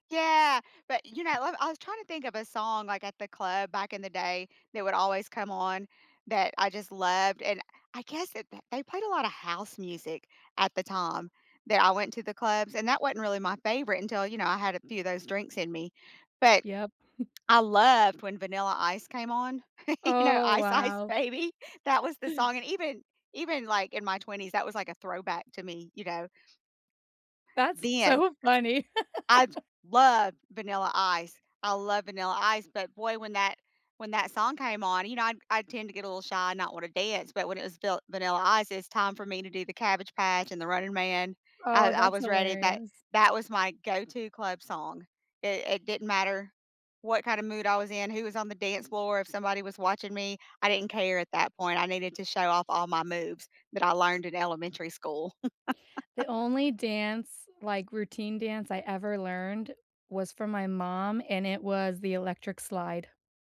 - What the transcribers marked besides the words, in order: tapping; other background noise; chuckle; chuckle; laughing while speaking: "you know, Ice Ice Baby?"; stressed: "love"; chuckle; chuckle
- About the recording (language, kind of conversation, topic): English, unstructured, Which movie, TV show, or video game soundtracks defined your teenage years, and what memories do they bring back?
- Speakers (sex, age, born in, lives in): female, 35-39, United States, United States; female, 50-54, United States, United States